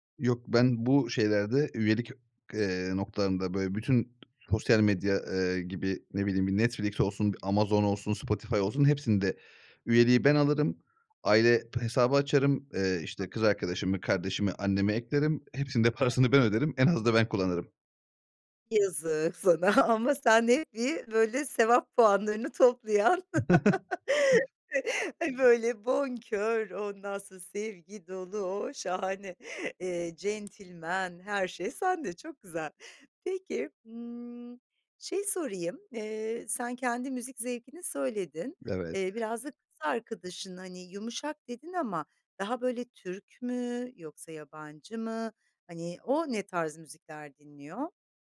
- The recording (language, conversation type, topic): Turkish, podcast, İki farklı müzik zevkini ortak bir çalma listesinde nasıl dengelersin?
- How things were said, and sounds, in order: unintelligible speech; chuckle; chuckle